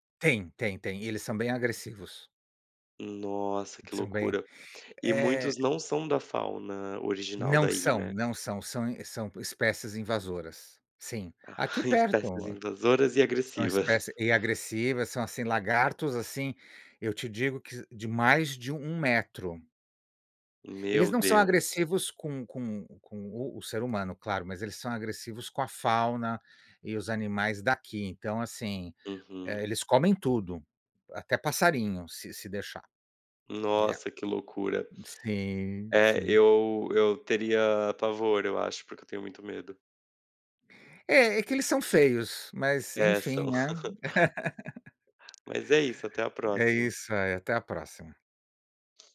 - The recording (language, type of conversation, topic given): Portuguese, unstructured, Qual é o seu ambiente ideal para recarregar as energias?
- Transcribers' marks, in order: chuckle; chuckle; tapping; other background noise; laugh